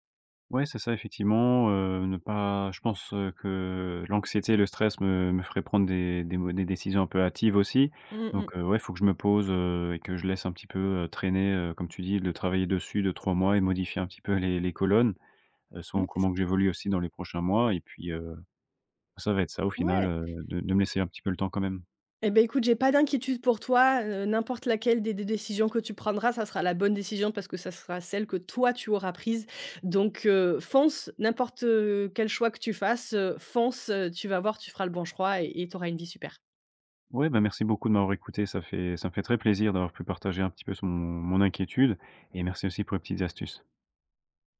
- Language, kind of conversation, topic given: French, advice, Faut-il quitter un emploi stable pour saisir une nouvelle opportunité incertaine ?
- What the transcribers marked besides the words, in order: stressed: "toi"; "choix" said as "chroix"